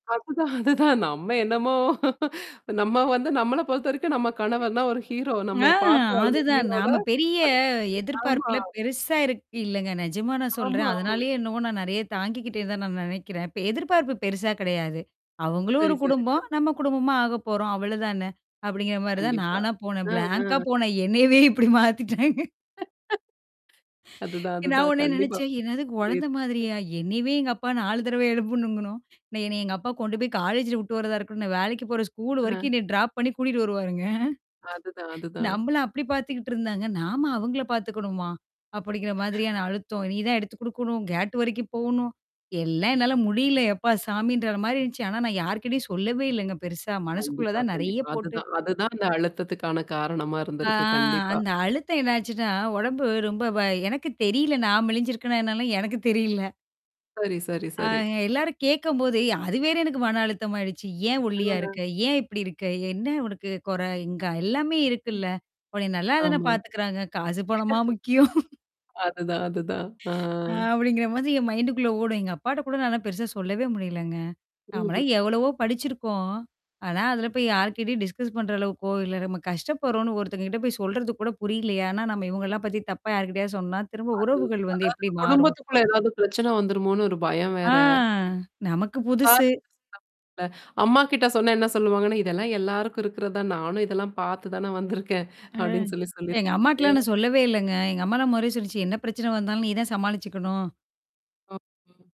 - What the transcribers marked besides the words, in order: laughing while speaking: "அதுதான். அதுதான். நம்ம என்னமோ நம்ம … ஹீரோல. அது ஆமா"; cough; drawn out: "ஆ"; tapping; distorted speech; laughing while speaking: "பிளாங்கா போனேன். என்னயவே இப்படி மாத்திட்டாங்க"; in English: "பிளாங்கா"; other background noise; laughing while speaking: "அதுதான். அதுதான். கண்டிப்பா"; unintelligible speech; laughing while speaking: "என்னைய ட்ராப் பண்ணி கூட்டிட்டு வருவாருங்க"; static; drawn out: "ஆ"; chuckle; laughing while speaking: "காசு பணமா முக்கியம்"; in English: "மைண்டுக்குள்ள"; in English: "டிஸ்கஸ்"; drawn out: "ஆ"; unintelligible speech; chuckle; unintelligible speech
- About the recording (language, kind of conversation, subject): Tamil, podcast, தியானம் மன அழுத்தத்தைக் குறைக்க உதவுமா?